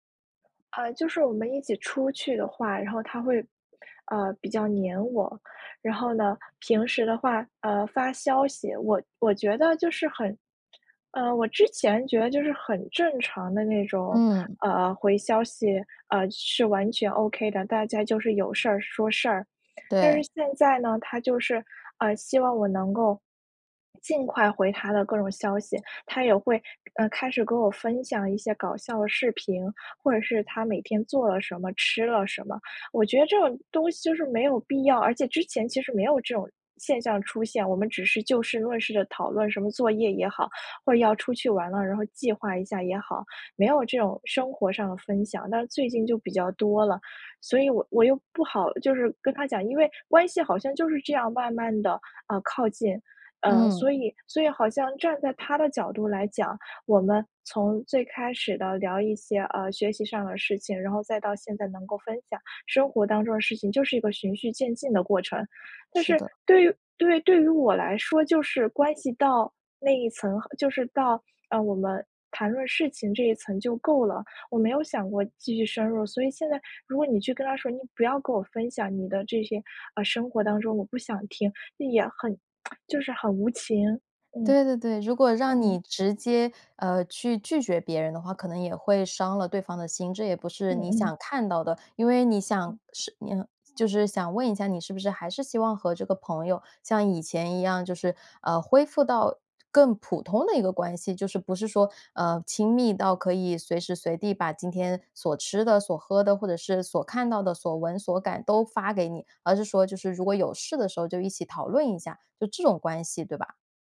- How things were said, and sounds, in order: tapping; other background noise; other noise; lip smack
- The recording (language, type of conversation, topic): Chinese, advice, 当朋友过度依赖我时，我该如何设定并坚持界限？